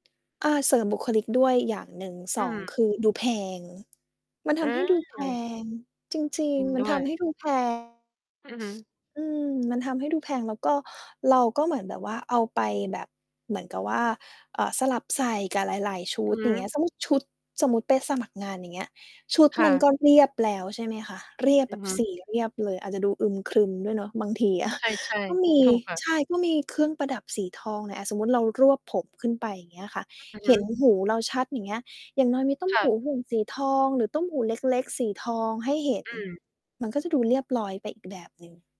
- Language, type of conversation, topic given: Thai, podcast, มีเทคนิคแต่งตัวง่าย ๆ อะไรบ้างที่ช่วยให้ดูมั่นใจขึ้นได้ทันที?
- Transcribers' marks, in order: distorted speech; other background noise